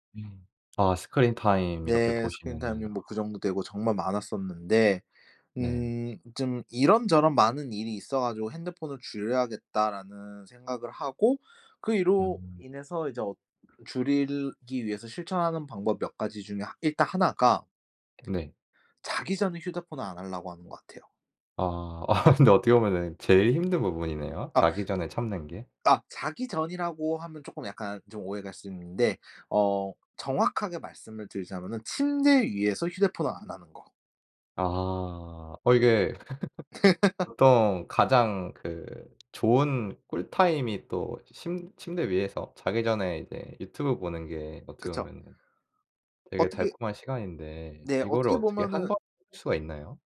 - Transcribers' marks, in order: other background noise; laughing while speaking: "아 근데"; laugh; tapping
- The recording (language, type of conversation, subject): Korean, podcast, 휴대폰 사용하는 습관을 줄이려면 어떻게 하면 좋을까요?